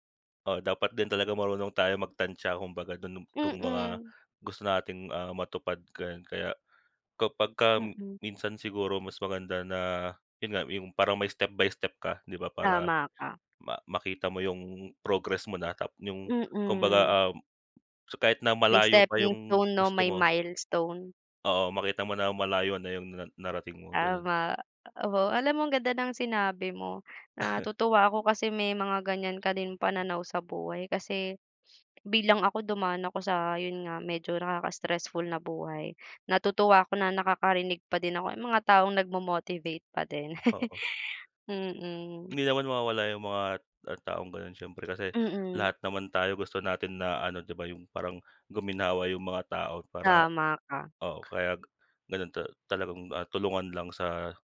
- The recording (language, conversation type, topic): Filipino, unstructured, Paano mo inilalarawan ang pakiramdam ng stress sa araw-araw?
- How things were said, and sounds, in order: other background noise; in English: "stepping stone"; in English: "milestone"; snort; chuckle; tapping